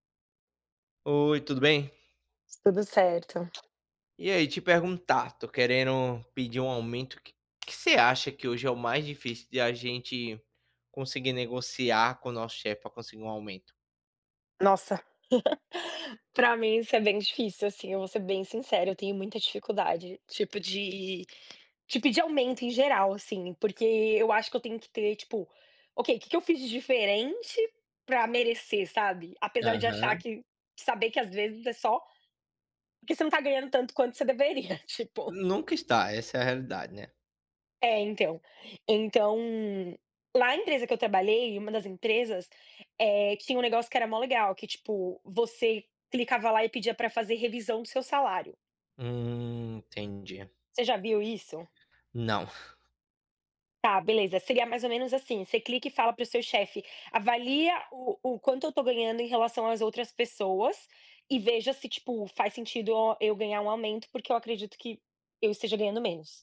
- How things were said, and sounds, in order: other background noise; tapping; laugh; chuckle; "maior" said as "mó"
- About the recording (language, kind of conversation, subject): Portuguese, unstructured, Você acha que é difícil negociar um aumento hoje?